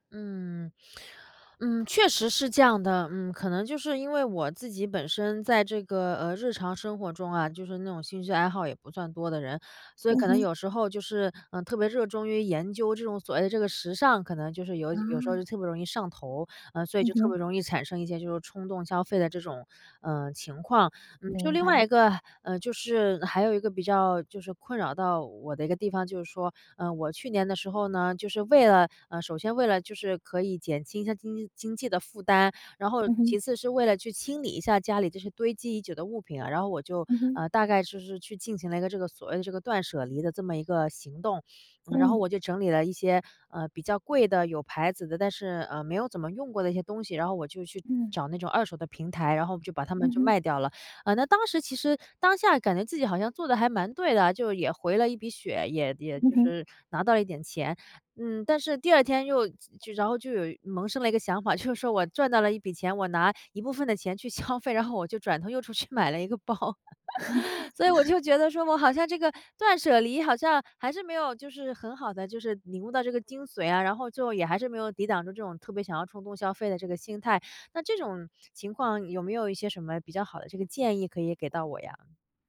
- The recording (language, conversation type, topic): Chinese, advice, 如何更有效地避免冲动消费？
- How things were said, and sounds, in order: other background noise; laughing while speaking: "说"; laughing while speaking: "消费"; laughing while speaking: "出去"; laughing while speaking: "包"; chuckle; laugh